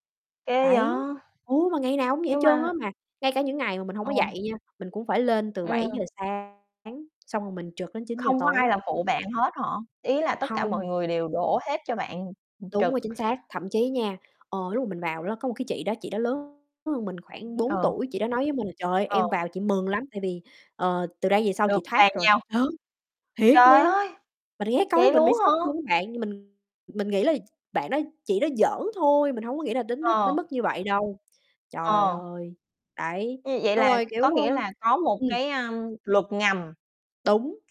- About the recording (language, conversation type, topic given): Vietnamese, unstructured, Bạn đã bao giờ cảm thấy bị đối xử bất công ở nơi làm việc chưa?
- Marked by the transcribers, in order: other background noise; distorted speech; tapping; unintelligible speech